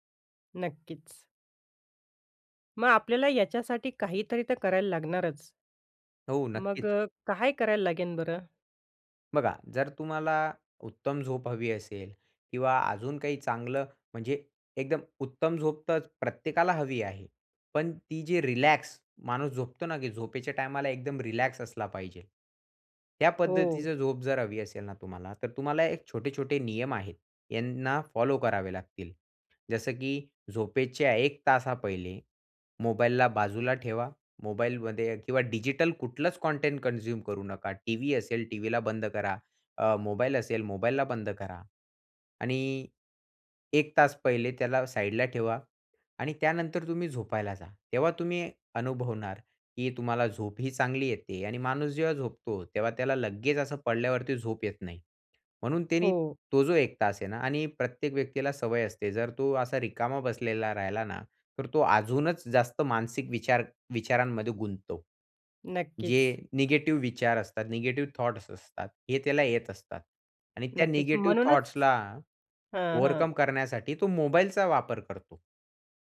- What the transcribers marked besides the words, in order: "लागेल" said as "लागेन"; tapping; in English: "थॉट्स"; other background noise; in English: "थॉट्सला"
- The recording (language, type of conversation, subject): Marathi, podcast, उत्तम झोपेसाठी घरात कोणते छोटे बदल करायला हवेत?